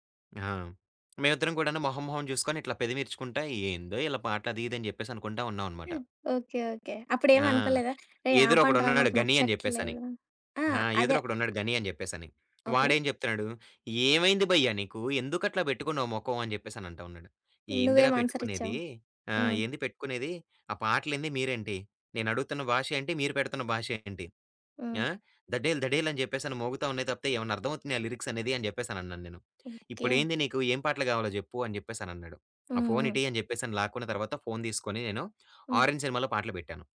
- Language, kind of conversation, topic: Telugu, podcast, పార్టీకి ప్లేలిస్ట్ సిద్ధం చేయాలంటే మొదట మీరు ఎలాంటి పాటలను ఎంచుకుంటారు?
- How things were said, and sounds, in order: tapping; other background noise